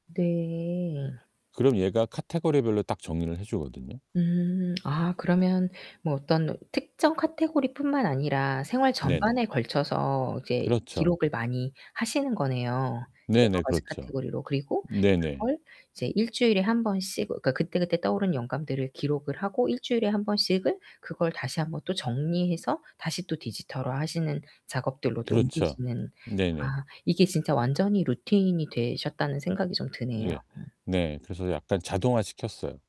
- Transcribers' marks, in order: static; distorted speech; other background noise
- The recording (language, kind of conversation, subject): Korean, podcast, 영감이 번뜩일 때 바로 기록하는 편이신가요, 아니면 조금 기다렸다가 정리하는 편이신가요?